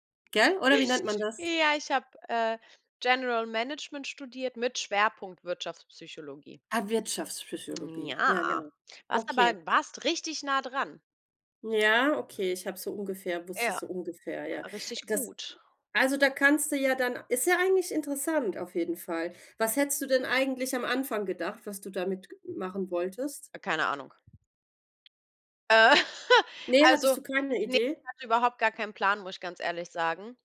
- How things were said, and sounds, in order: other background noise; chuckle
- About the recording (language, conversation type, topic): German, unstructured, Wie entscheidest du dich für eine berufliche Laufbahn?